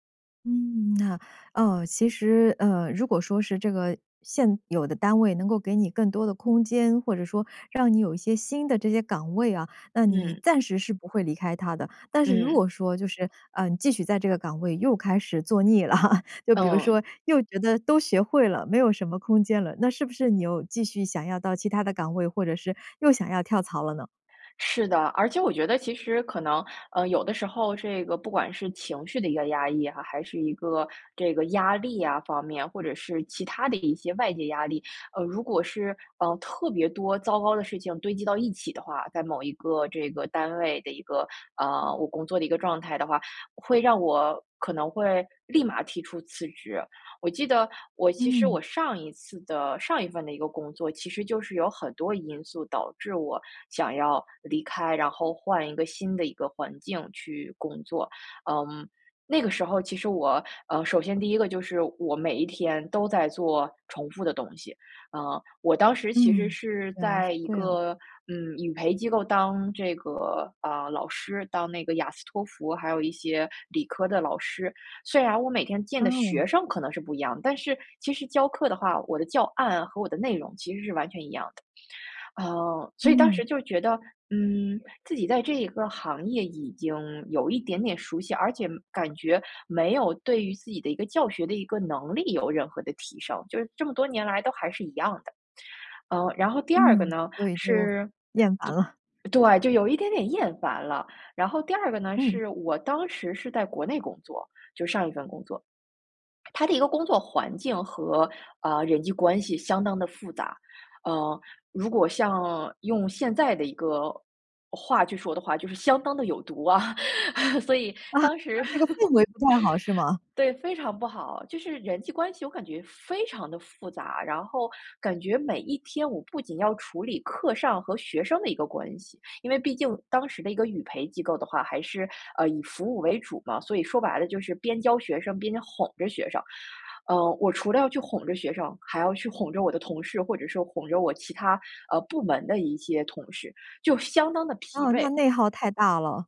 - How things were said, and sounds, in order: laughing while speaking: "了"; other background noise; laughing while speaking: "毒啊"; laugh; joyful: "这个氛围不太好是吗？"
- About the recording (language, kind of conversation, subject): Chinese, podcast, 你通常怎么决定要不要换一份工作啊？